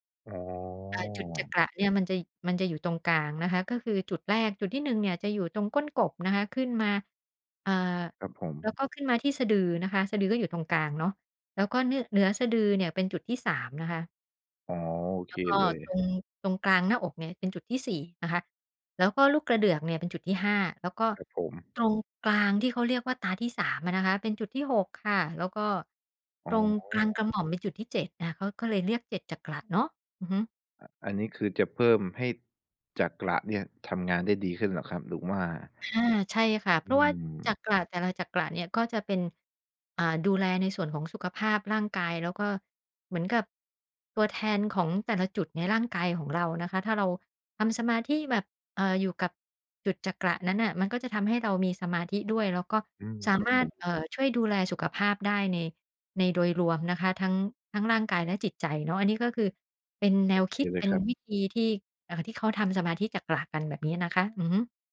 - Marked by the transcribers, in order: none
- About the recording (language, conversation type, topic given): Thai, podcast, กิจวัตรดูแลใจประจำวันของคุณเป็นอย่างไรบ้าง?